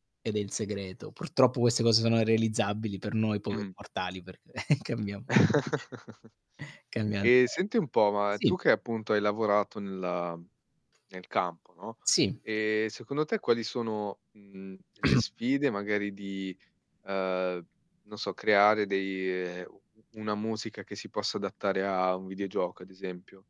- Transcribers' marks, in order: static; distorted speech; chuckle; tapping; chuckle; other background noise; throat clearing
- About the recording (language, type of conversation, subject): Italian, unstructured, In che modo la musica nei giochi di avventura contribuisce a creare atmosfera e immersione?